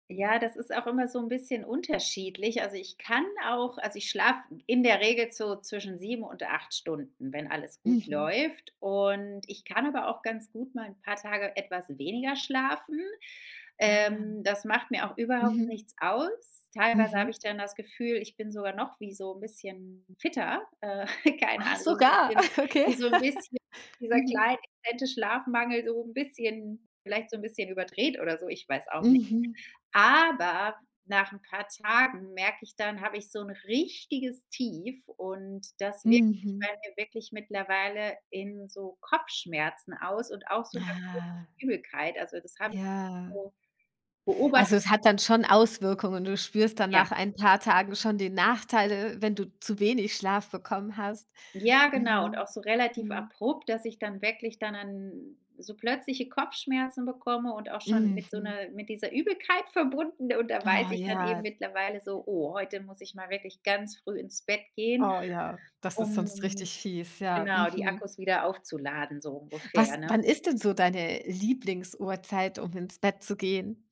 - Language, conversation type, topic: German, podcast, Wie wichtig ist Schlaf für dein Körpergefühl?
- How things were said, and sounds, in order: chuckle; giggle; stressed: "Aber"; stressed: "richtiges"; drawn out: "Ah"